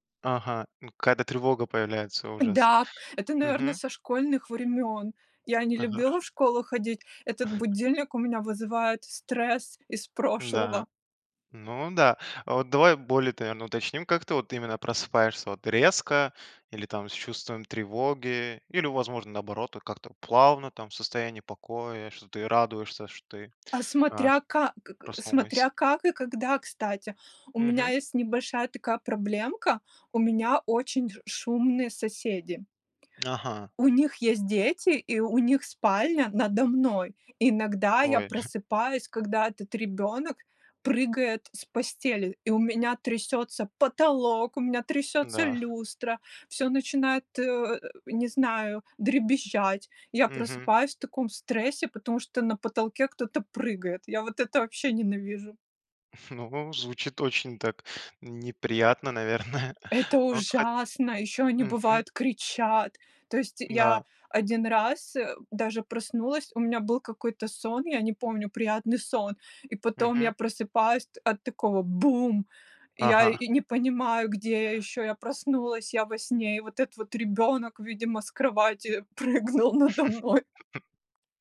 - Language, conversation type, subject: Russian, podcast, Как начинается твой обычный день?
- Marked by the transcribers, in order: chuckle; tapping; chuckle; chuckle; chuckle; laughing while speaking: "наверное"; other background noise; laughing while speaking: "прыгнул надо мной"; chuckle